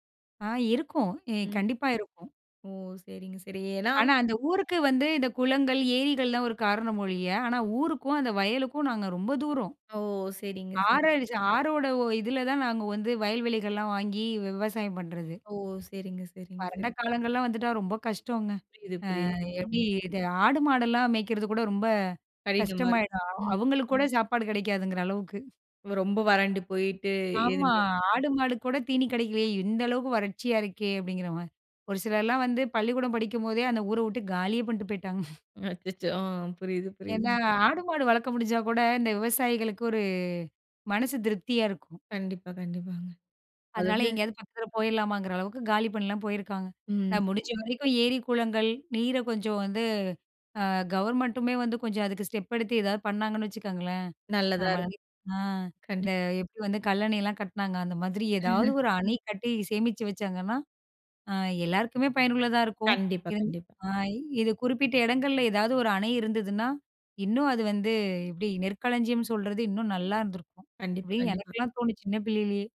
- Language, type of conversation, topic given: Tamil, podcast, மழைக்காலமும் வறண்ட காலமும் நமக்கு சமநிலையை எப்படி கற்பிக்கின்றன?
- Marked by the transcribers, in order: other noise; unintelligible speech; other background noise; snort; laugh